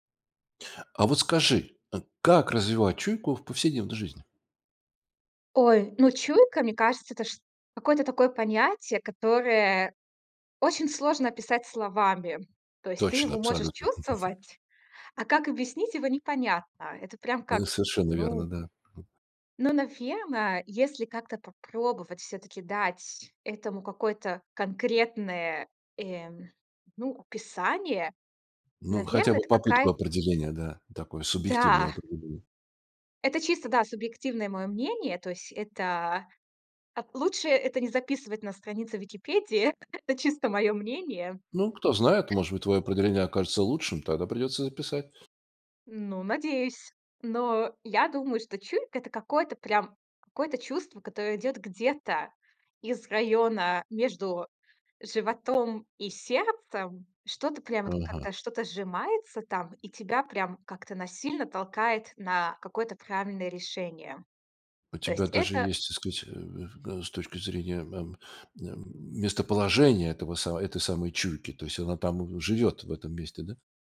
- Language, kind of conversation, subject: Russian, podcast, Как развить интуицию в повседневной жизни?
- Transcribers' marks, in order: chuckle; unintelligible speech; laughing while speaking: "Википедии"; other noise